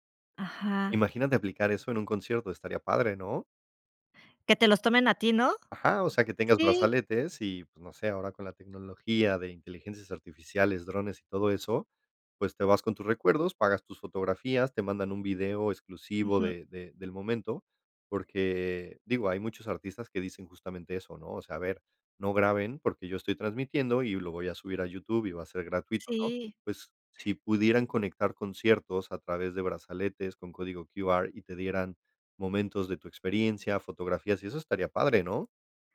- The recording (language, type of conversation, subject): Spanish, podcast, ¿Qué opinas de la gente que usa el celular en conciertos?
- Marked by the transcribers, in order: none